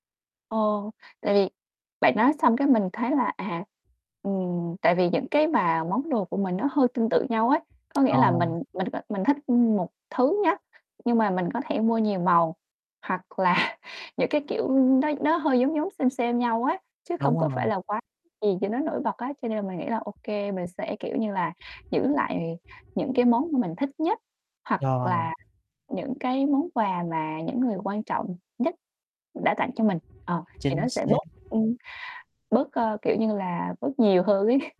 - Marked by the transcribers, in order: tapping; laughing while speaking: "là"; other background noise; chuckle
- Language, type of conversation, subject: Vietnamese, advice, Làm sao để bớt gắn bó cảm xúc với đồ đạc và dọn bớt đồ?